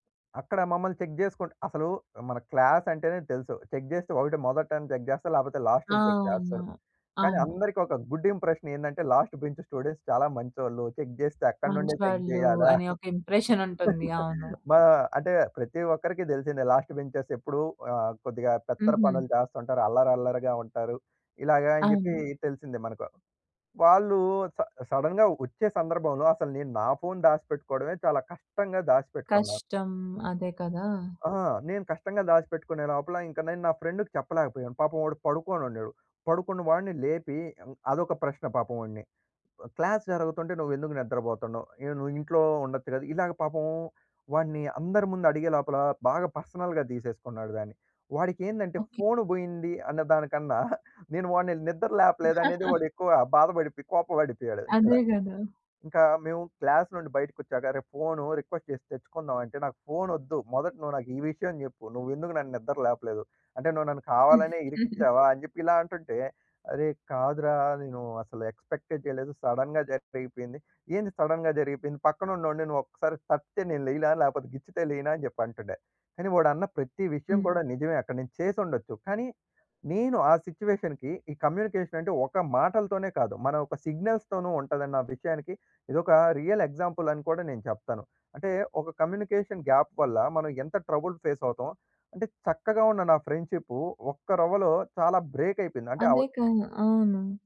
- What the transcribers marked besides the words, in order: in English: "చెక్"; in English: "చెక్"; in English: "చెక్"; drawn out: "అవునా!"; in English: "చెక్"; in English: "గుడ్"; in English: "లాస్ట్ బెంచ్ స్టూడెంట్స్"; in English: "చెక్"; other background noise; in English: "చెక్"; chuckle; in English: "లాస్ట్ బెంచెస్"; in English: "స సడెన్‌గా"; in English: "ఫ్రెండ్‌కి"; in English: "క్లాస్"; in English: "పర్సనల్‌గా"; giggle; chuckle; in English: "క్లాస్"; in English: "రిక్వెస్ట్"; giggle; in English: "సడెన్‌గా"; "జరిగిపోయింది" said as "జర్పెయిపోయింది"; in English: "సడెన్‌గా"; in English: "సిట్యుయేషన్‌కి"; in English: "సిగ్నల్స్‌తోను"; in English: "రియల్"; in English: "కమ్యూనికేషన్ గ్యాప్"; in English: "ట్రబుల్"
- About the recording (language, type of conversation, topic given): Telugu, podcast, బాగా సంభాషించడానికి మీ సలహాలు ఏవి?